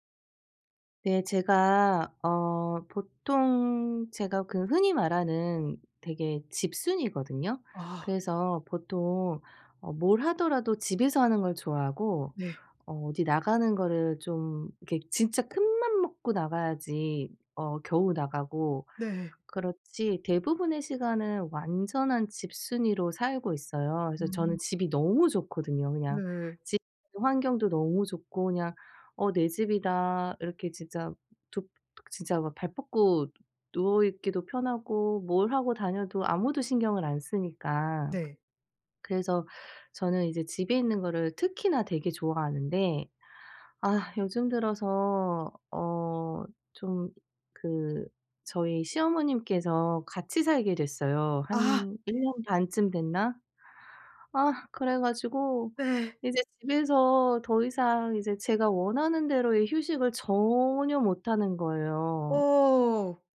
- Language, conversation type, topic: Korean, advice, 집 환경 때문에 쉬기 어려울 때 더 편하게 쉬려면 어떻게 해야 하나요?
- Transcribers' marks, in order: other background noise